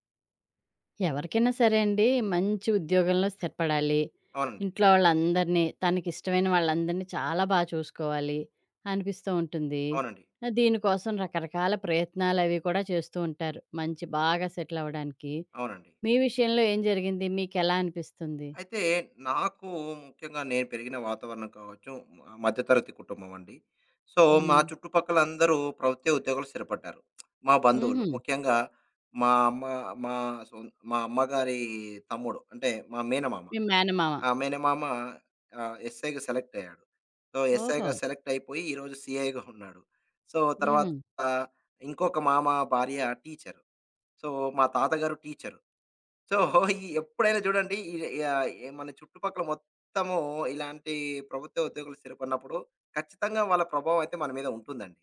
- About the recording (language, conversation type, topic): Telugu, podcast, స్థిర ఉద్యోగం ఎంచుకోవాలా, లేదా కొత్త అవకాశాలను స్వేచ్ఛగా అన్వేషించాలా—మీకు ఏది ఇష్టం?
- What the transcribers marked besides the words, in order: in English: "సెటిల్"; in English: "సో"; lip smack; in English: "ఎస్ఐకి సెలెక్ట్"; in English: "సో, ఎస్ఐగా సెలెక్ట్"; in English: "సీఐగా"; in English: "సో"; in English: "సో"; in English: "సో"; chuckle